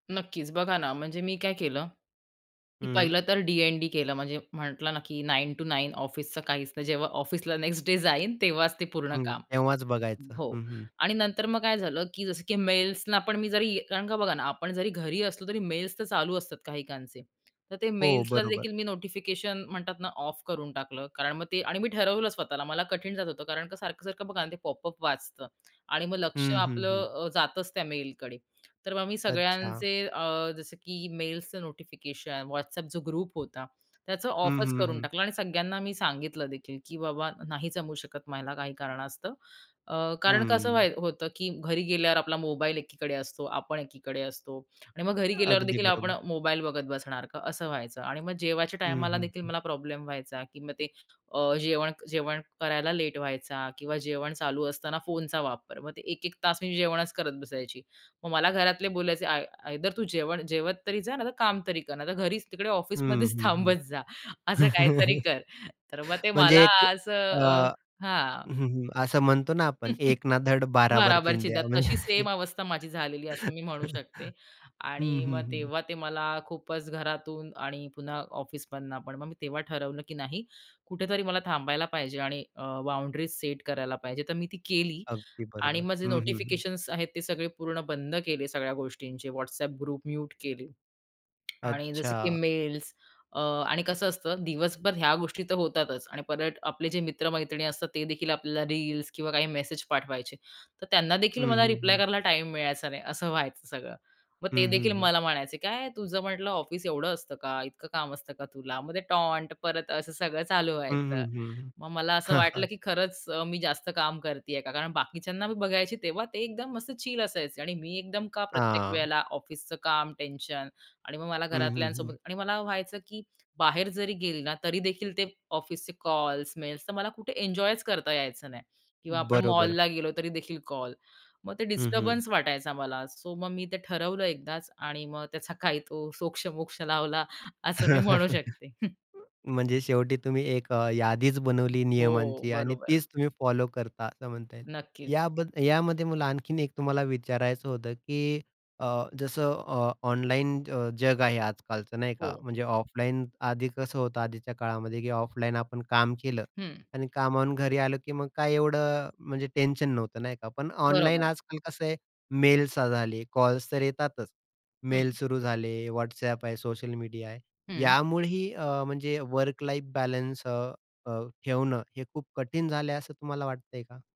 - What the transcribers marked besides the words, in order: tapping; other background noise; other noise; in English: "ग्रुप"; chuckle; laughing while speaking: "थांबत जा"; chuckle; laughing while speaking: "म्हणजे"; chuckle; in English: "ग्रुप"; in English: "डिस्टर्बन्स"; in English: "सो"; chuckle; in English: "वर्क लाईफ बॅलन्स"
- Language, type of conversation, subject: Marathi, podcast, काम आणि वैयक्तिक आयुष्यात समतोल राखण्यासाठी तुमचा डिजिटल नियम कोणता आहे?